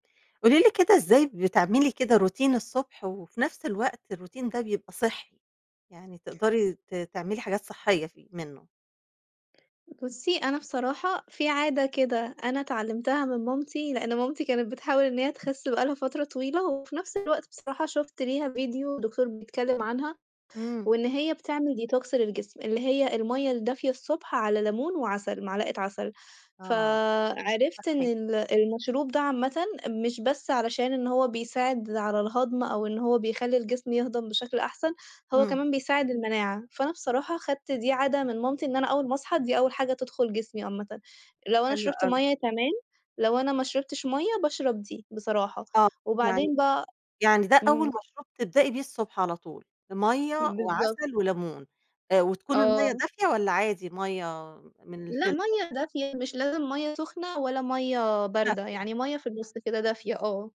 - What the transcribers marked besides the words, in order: in English: "روتين"; in English: "الروتين"; tapping; in English: "ديتوكس"; in English: "الفلتر؟"
- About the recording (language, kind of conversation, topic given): Arabic, podcast, إزاي بيكون روتينك الصحي الصبح؟